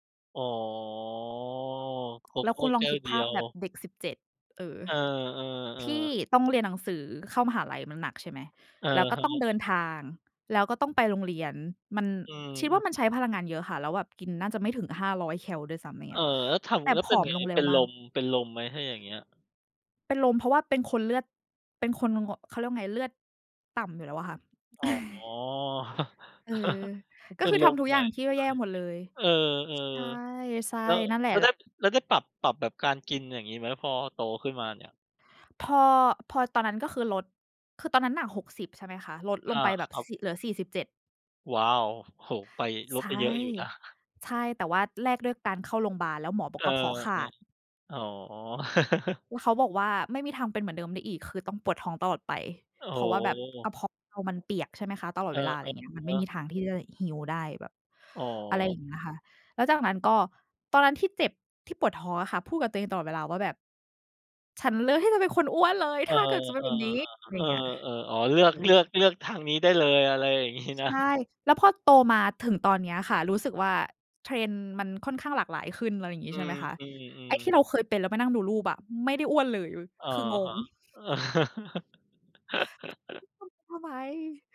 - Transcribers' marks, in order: drawn out: "อ๋อ"; tapping; other background noise; chuckle; unintelligible speech; laugh; in English: "heal"; laughing while speaking: "งี้"; laugh
- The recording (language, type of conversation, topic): Thai, unstructured, ภาพยนตร์เรื่องไหนที่เปลี่ยนมุมมองต่อชีวิตของคุณ?